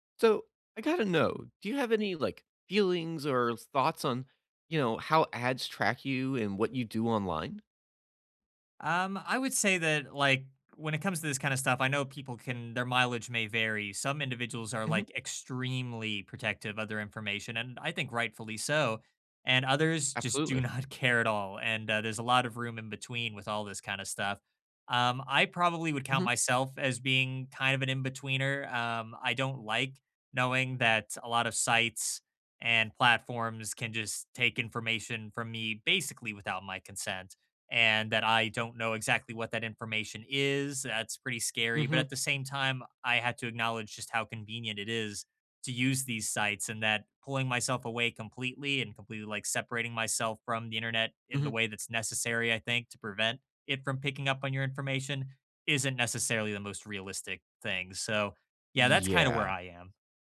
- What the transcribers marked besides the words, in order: tapping; laughing while speaking: "do not"; stressed: "Yeah"
- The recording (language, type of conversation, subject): English, unstructured, How do you feel about ads tracking what you do online?
- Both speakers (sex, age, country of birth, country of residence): male, 20-24, United States, United States; male, 30-34, United States, United States